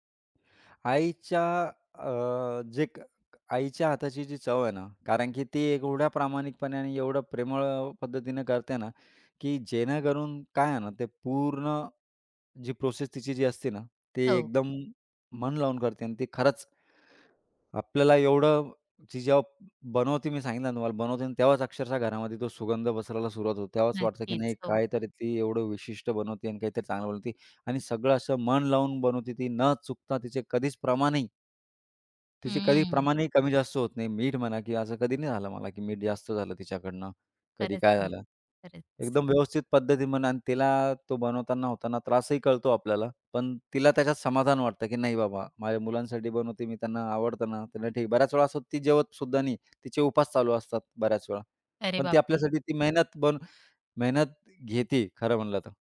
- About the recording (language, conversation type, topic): Marathi, podcast, कठीण दिवसानंतर तुम्हाला कोणता पदार्थ सर्वाधिक दिलासा देतो?
- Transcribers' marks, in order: tapping; other background noise